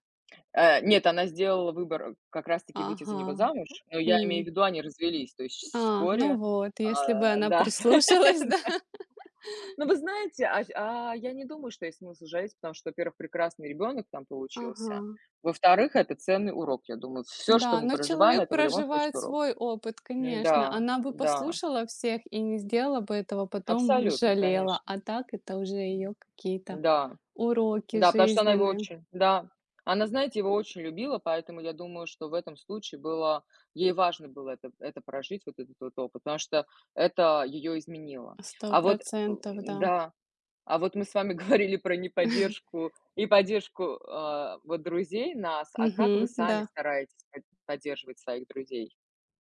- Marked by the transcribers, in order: laughing while speaking: "прислушалась, да?"; laughing while speaking: "Да"; laugh; stressed: "Всё"; other background noise; laughing while speaking: "говорили"; chuckle
- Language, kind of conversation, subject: Russian, unstructured, Почему для тебя важна поддержка друзей?